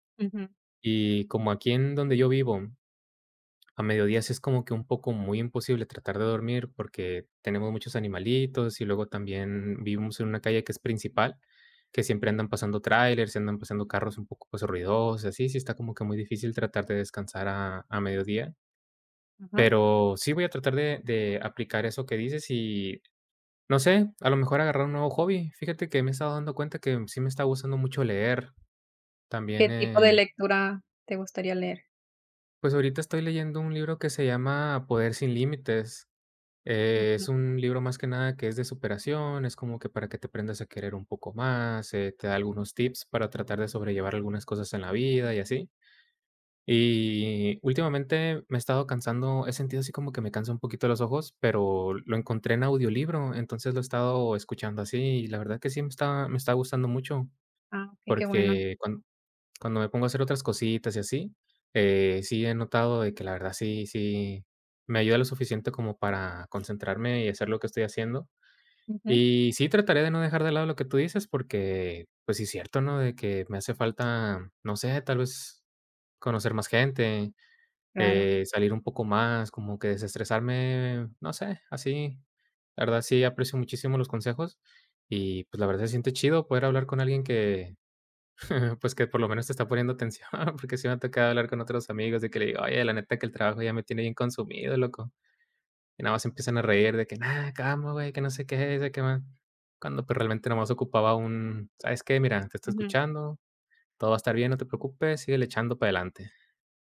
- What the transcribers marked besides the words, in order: tapping; drawn out: "Y"; other background noise; chuckle; laughing while speaking: "atención"
- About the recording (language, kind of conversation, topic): Spanish, advice, ¿Por qué me cuesta desconectar después del trabajo?